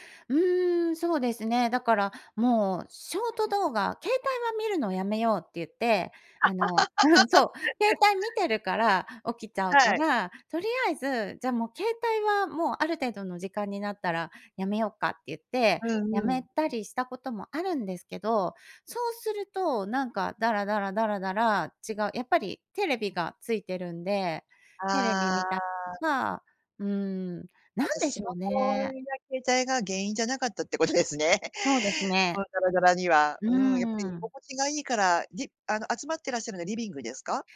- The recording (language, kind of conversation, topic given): Japanese, advice, 休日に生活リズムが乱れて月曜がつらい
- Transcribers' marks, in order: laugh; laughing while speaking: "ことですね"